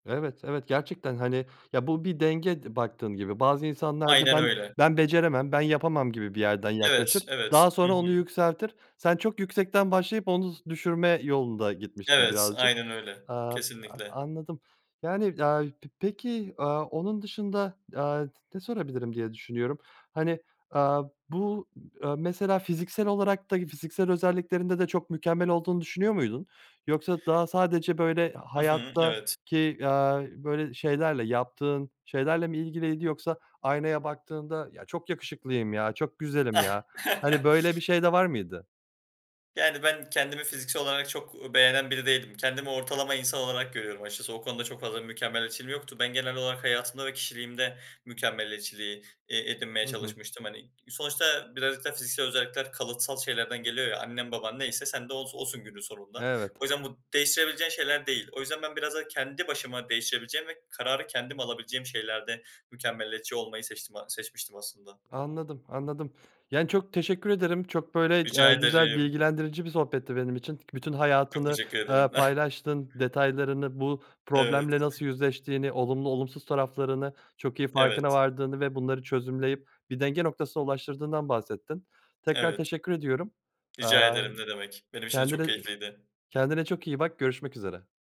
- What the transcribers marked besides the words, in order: other background noise; tapping; laugh; chuckle
- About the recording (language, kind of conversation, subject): Turkish, podcast, Mükemmeliyetçilik seni durdurduğunda ne yaparsın?